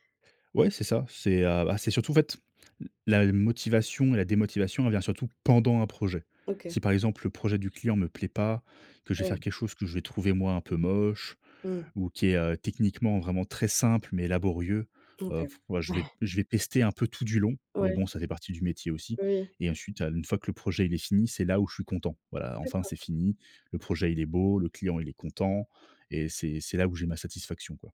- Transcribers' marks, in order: stressed: "pendant"; stressed: "simple"; chuckle
- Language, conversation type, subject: French, podcast, Quel conseil donnerais-tu à quelqu’un qui débute ?
- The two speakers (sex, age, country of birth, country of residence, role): female, 25-29, France, Germany, host; male, 30-34, France, France, guest